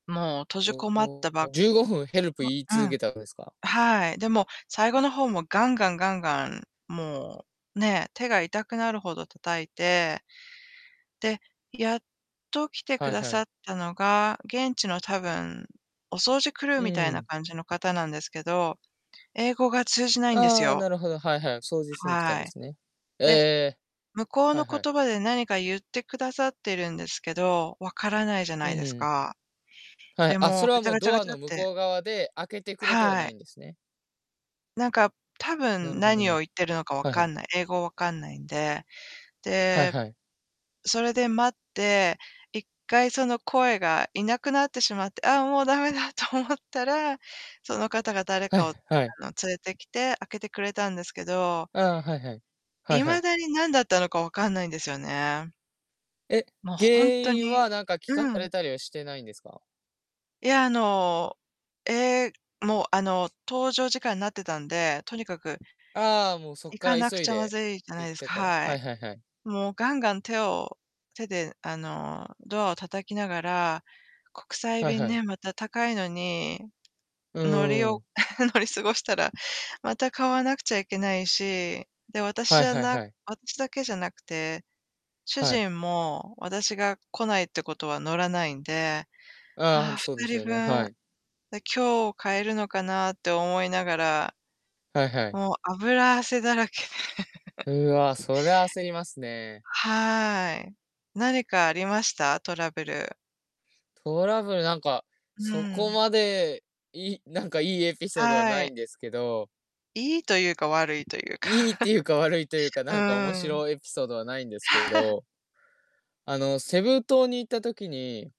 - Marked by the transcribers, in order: static; distorted speech; unintelligible speech; chuckle; chuckle; chuckle
- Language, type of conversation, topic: Japanese, unstructured, 旅行中に困った経験はありますか？それはどんなことでしたか？